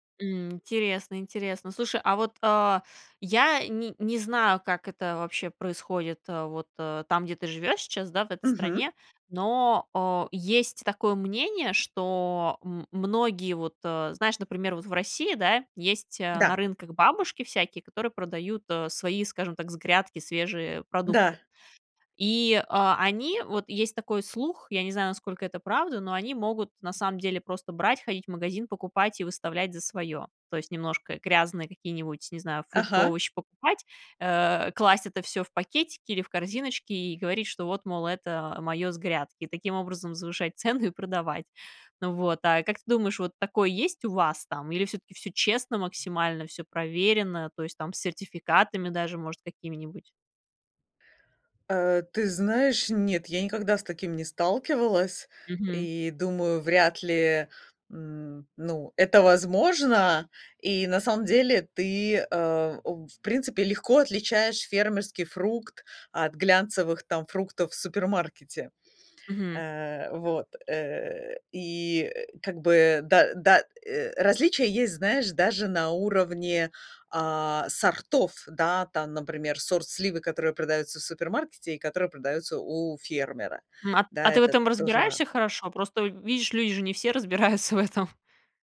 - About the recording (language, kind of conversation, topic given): Russian, podcast, Пользуетесь ли вы фермерскими рынками и что вы в них цените?
- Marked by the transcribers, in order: tapping; laughing while speaking: "не все разбираются в этом"